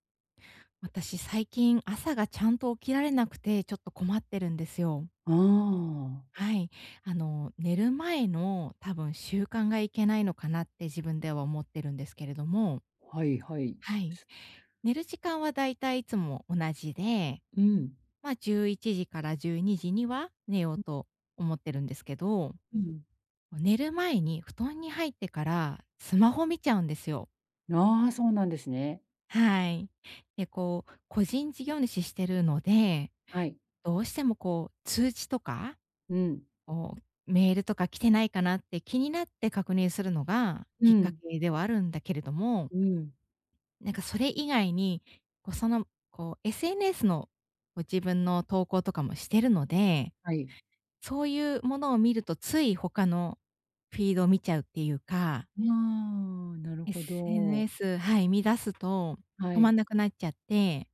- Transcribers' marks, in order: unintelligible speech; in English: "フィード"; tapping
- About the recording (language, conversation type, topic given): Japanese, advice, 就寝前に何をすると、朝すっきり起きられますか？
- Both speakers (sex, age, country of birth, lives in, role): female, 35-39, Japan, Japan, user; female, 45-49, Japan, Japan, advisor